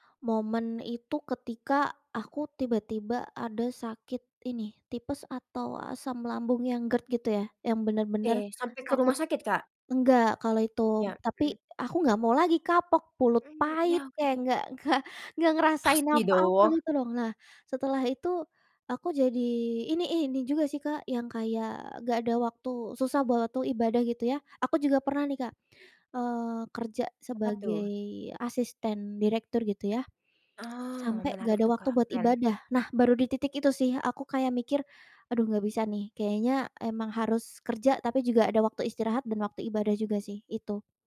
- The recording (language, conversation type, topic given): Indonesian, podcast, Bagaimana kamu mengatur ritme antara kerja keras dan istirahat?
- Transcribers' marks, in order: other background noise; tongue click